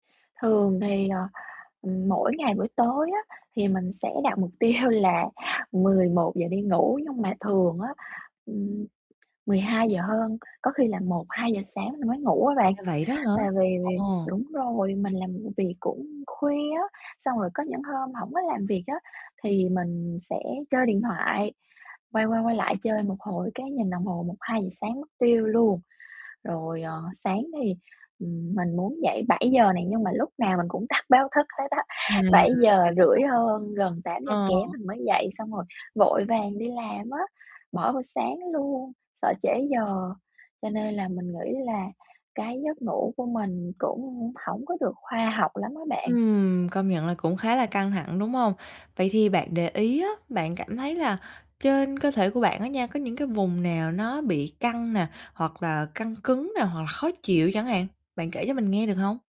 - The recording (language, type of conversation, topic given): Vietnamese, advice, Làm sao để thả lỏng cơ thể trước khi ngủ?
- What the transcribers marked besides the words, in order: distorted speech; laughing while speaking: "tiêu"; tapping; laughing while speaking: "tắt báo thức hết á"